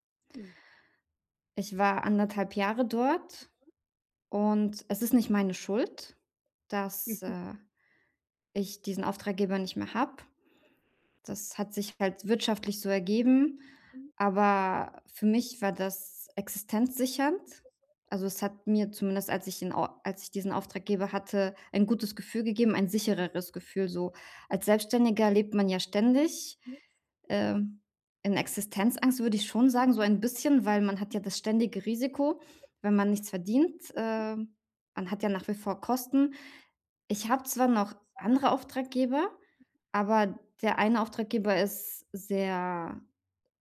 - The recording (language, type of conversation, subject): German, advice, Wie kann ich nach einem Rückschlag meine Motivation und meine Routine wiederfinden?
- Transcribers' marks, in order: background speech; other background noise; unintelligible speech